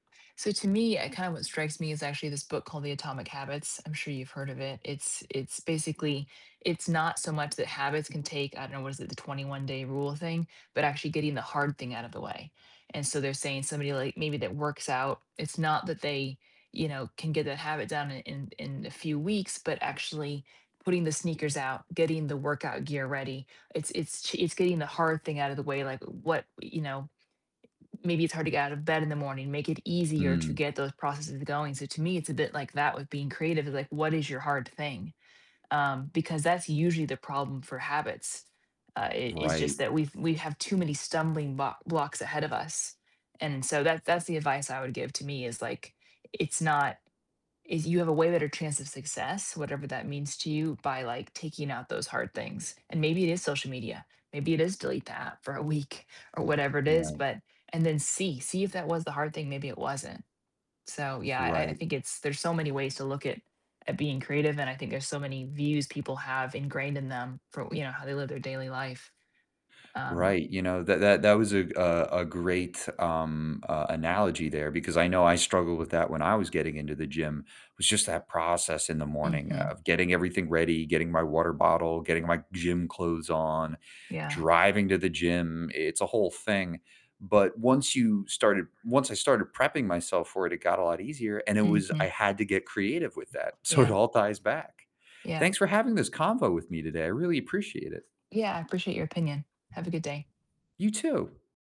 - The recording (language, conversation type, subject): English, unstructured, What fears prevent people from trying something creative?
- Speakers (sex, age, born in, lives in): female, 40-44, United States, United States; male, 30-34, United States, United States
- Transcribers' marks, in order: distorted speech; other background noise; laughing while speaking: "week"; background speech; laughing while speaking: "so"; tapping